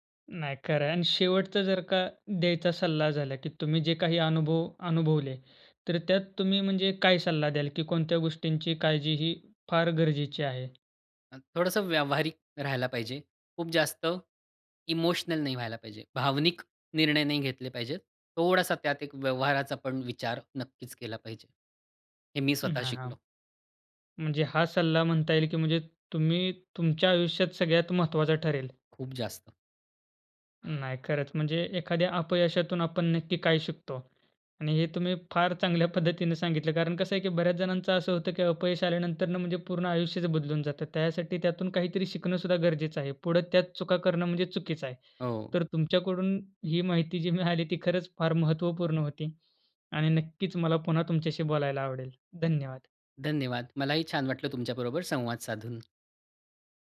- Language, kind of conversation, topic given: Marathi, podcast, एखाद्या अपयशातून तुला काय शिकायला मिळालं?
- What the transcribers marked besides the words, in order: tapping; other background noise; laughing while speaking: "पद्धतीने सांगितलं"; laughing while speaking: "जी मिळाली"